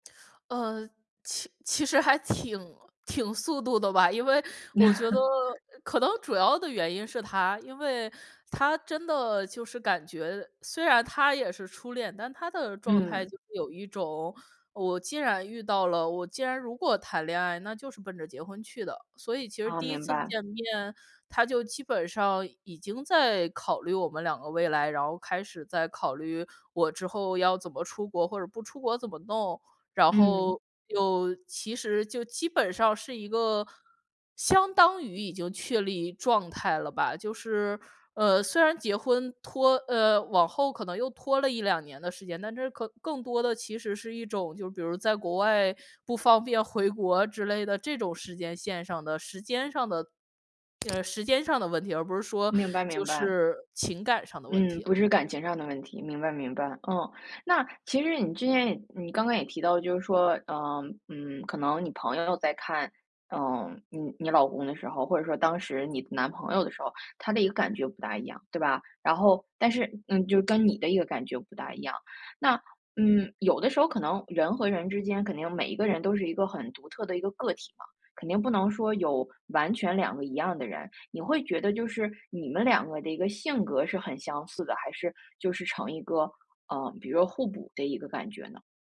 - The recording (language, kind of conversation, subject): Chinese, podcast, 你能讲讲你第一次遇见未来伴侣的故事吗？
- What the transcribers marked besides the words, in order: other background noise; chuckle